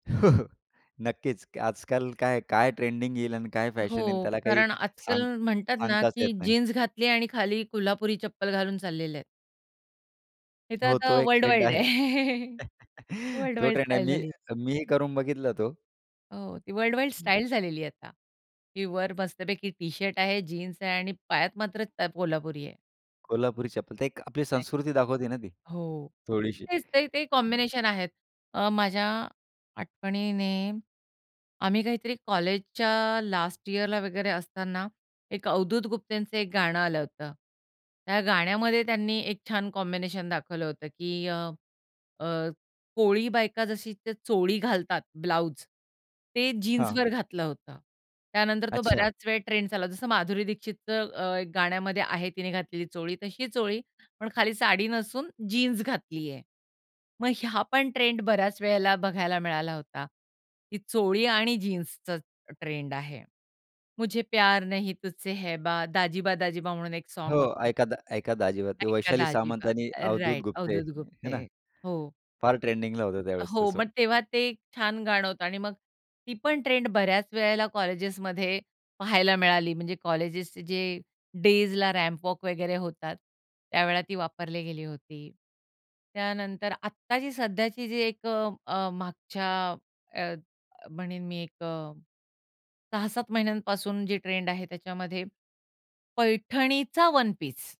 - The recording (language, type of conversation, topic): Marathi, podcast, पारंपरिक आणि आधुनिक कपडे तुम्ही कसे जुळवता?
- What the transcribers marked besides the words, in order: chuckle; in English: "वर्ल्ड वाईड"; chuckle; in English: "वर्ल्ड वाईड स्टाईल"; in English: "वर्ल्ड वाईड स्टाईल"; in English: "एक्झॅक्टली!"; in English: "कॉम्बिनेशन"; unintelligible speech; in English: "लास्ट ईअरला"; in English: "कॉम्बिनेशन"; in Hindi: "मुझे प्यार नहीं तुझसे है"; in English: "साँग"; in English: "रा राइट"; other background noise; in English: "सॉंग"; in English: "डेजला रॅम्प वॉक"; in English: "वन पीस"